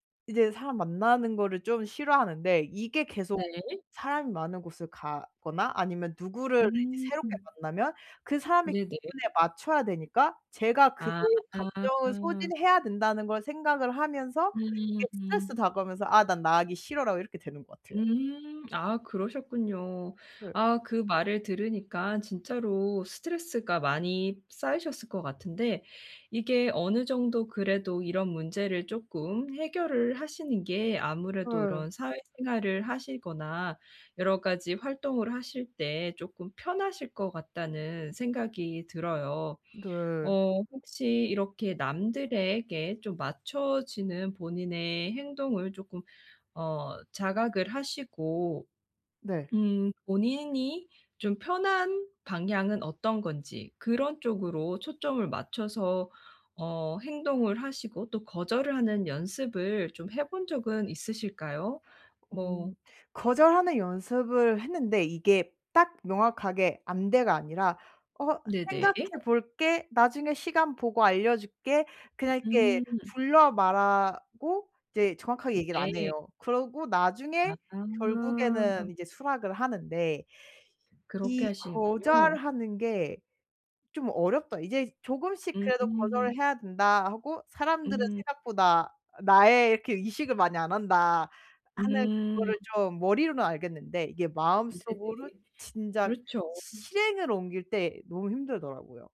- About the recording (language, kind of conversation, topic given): Korean, advice, 감정 소진 없이 원치 않는 조언을 정중히 거절하려면 어떻게 말해야 할까요?
- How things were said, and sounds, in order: other background noise